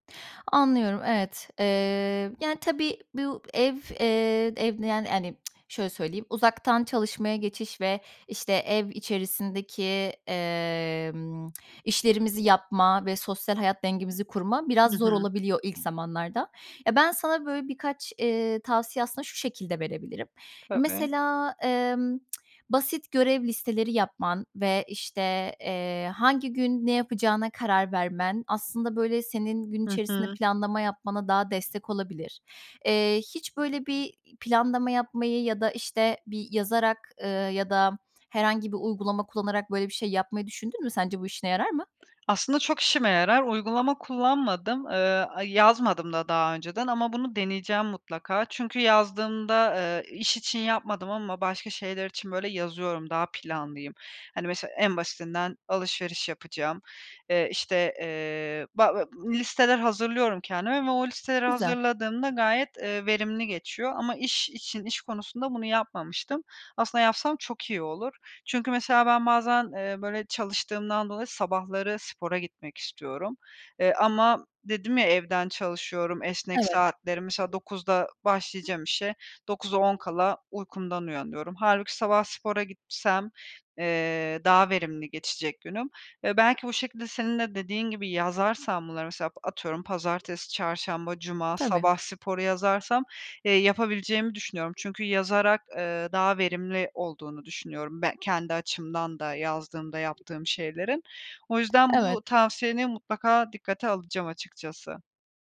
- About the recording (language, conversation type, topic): Turkish, advice, Uzaktan çalışmaya geçiş sürecinizde iş ve ev sorumluluklarınızı nasıl dengeliyorsunuz?
- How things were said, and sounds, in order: tsk; tsk; other background noise; tsk; tapping